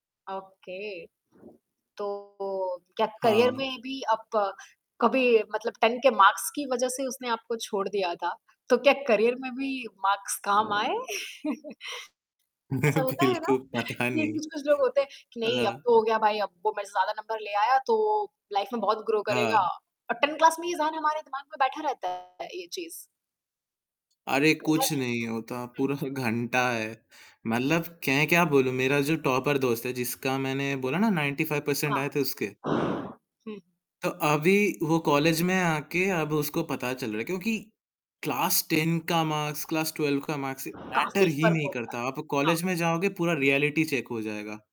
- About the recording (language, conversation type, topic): Hindi, podcast, आपकी किसी एक दोस्ती की शुरुआत कैसे हुई और उससे जुड़ा कोई यादगार किस्सा क्या है?
- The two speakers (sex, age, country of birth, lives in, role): female, 20-24, India, India, host; male, 20-24, India, India, guest
- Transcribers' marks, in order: in English: "ओके"; other background noise; distorted speech; in English: "करियर"; in English: "टेन"; in English: "मार्क्स"; in English: "करियर"; in English: "मार्क्स"; chuckle; laughing while speaking: "मैं बिल्कु पता नहीं"; in English: "नंबर"; in English: "लाइफ"; in English: "ग्रो"; in English: "टेन क्लास"; "मतलब" said as "मल्लब"; in English: "टॉपर"; in English: "नाइंटी फ़ाइव पर्सेंट"; in English: "क्लास टेन"; in English: "मार्क्स, क्लास ट्वेल्व"; in English: "मार्क्स मैटर"; in English: "रियलिटी चेक"